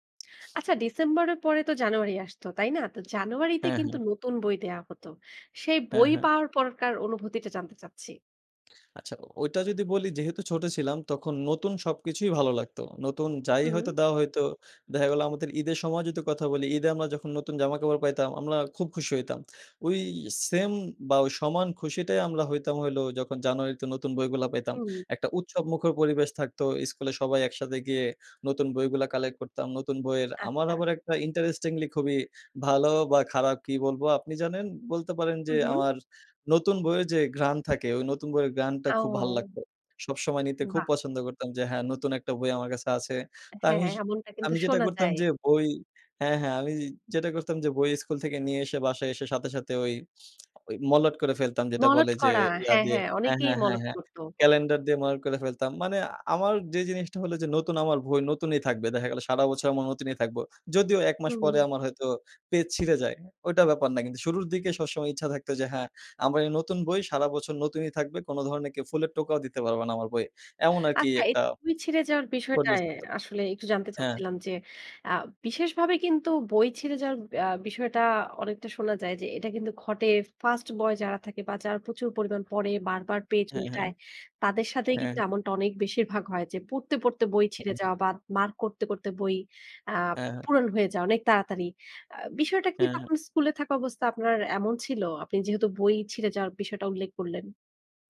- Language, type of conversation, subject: Bengali, podcast, পরীক্ষার চাপের মধ্যে তুমি কীভাবে সামলে থাকো?
- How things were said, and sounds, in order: "পরের" said as "পরকার"; in English: "interestingly"; lip smack; "বই" said as "ভই"; tapping